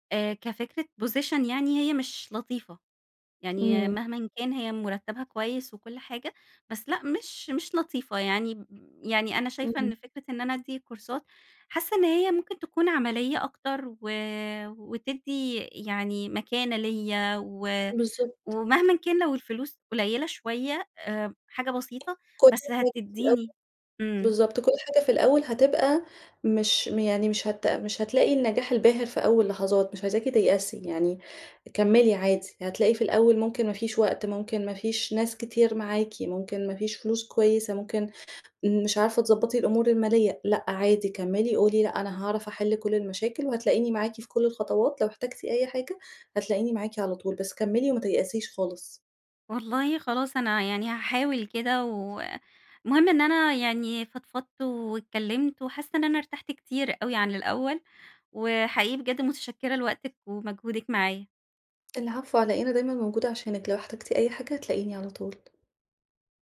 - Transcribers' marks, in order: in English: "position"; in English: "كورسات"; tapping
- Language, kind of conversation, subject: Arabic, advice, إزاي أقرر أغيّر مجالي ولا أكمل في شغلي الحالي عشان الاستقرار؟